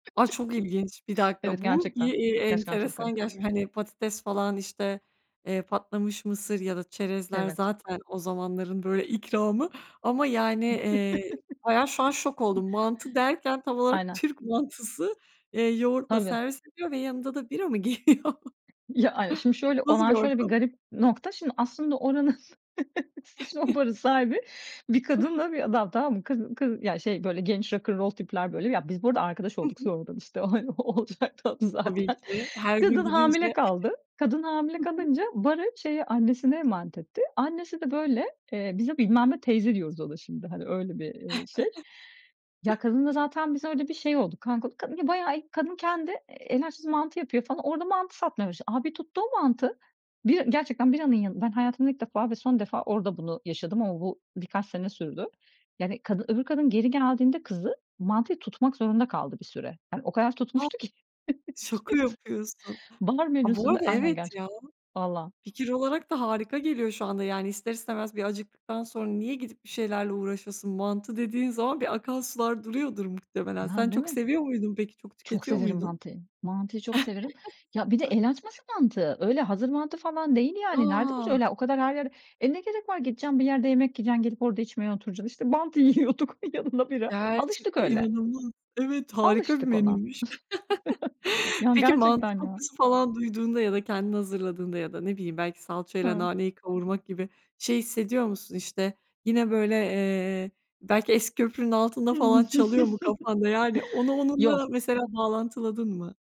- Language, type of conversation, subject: Turkish, podcast, Hangi şarkıyı duyunca aklına hemen bir koku ya da bir mekân geliyor?
- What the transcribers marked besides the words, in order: other background noise; chuckle; laughing while speaking: "geliyor?"; chuckle; laughing while speaking: "şimdi o barın"; chuckle; laughing while speaking: "o, hani, o olacaktı a zaten"; chuckle; chuckle; unintelligible speech; chuckle; laughing while speaking: "yiyorduk, yanına bira"; chuckle; chuckle